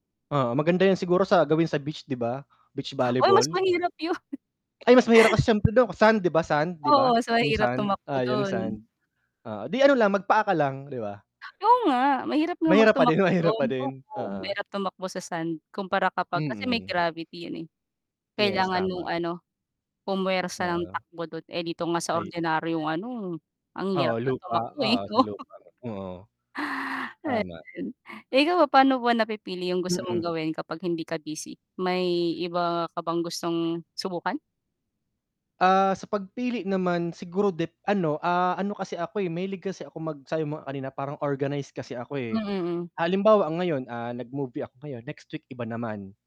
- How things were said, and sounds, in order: chuckle; static; laughing while speaking: "mahirap"; tapping; distorted speech; laugh
- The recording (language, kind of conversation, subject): Filipino, unstructured, Ano ang paborito mong gawin kapag may libreng oras ka?